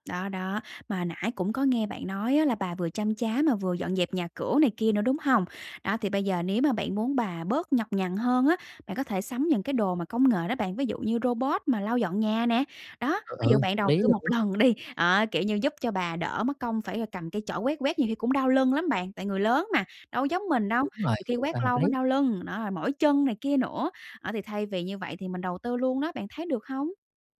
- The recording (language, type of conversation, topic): Vietnamese, advice, Làm thế nào để chọn quà tặng phù hợp cho mẹ?
- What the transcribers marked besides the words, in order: tapping; "cháu" said as "chá"